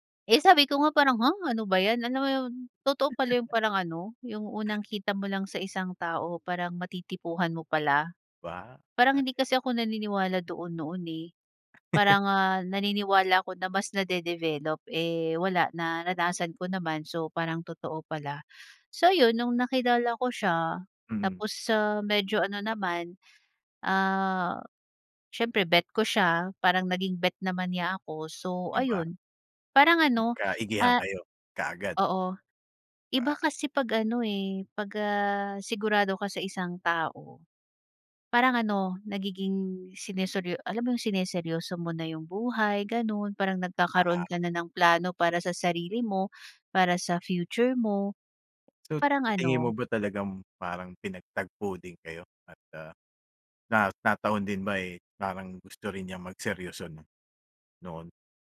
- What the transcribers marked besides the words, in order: chuckle; chuckle
- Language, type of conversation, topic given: Filipino, podcast, Sino ang bigla mong nakilala na nagbago ng takbo ng buhay mo?